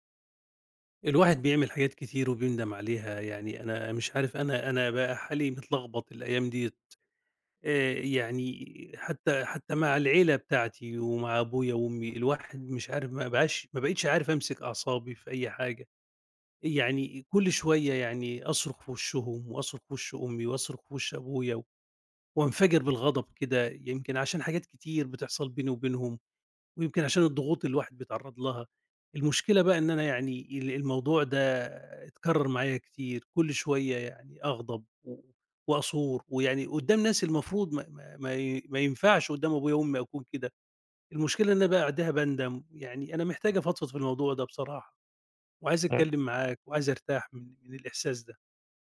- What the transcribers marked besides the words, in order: tapping; other noise
- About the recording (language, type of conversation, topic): Arabic, advice, إزاي أتعامل مع انفجار غضبي على أهلي وبَعدين إحساسي بالندم؟